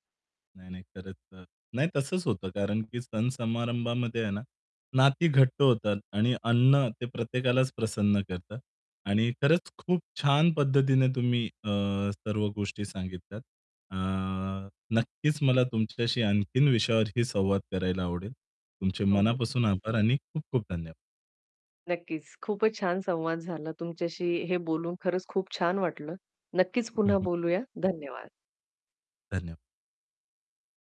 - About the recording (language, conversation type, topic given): Marathi, podcast, अन्न आणि मूड यांचं नातं तुमच्या दृष्टीने कसं आहे?
- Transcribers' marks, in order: static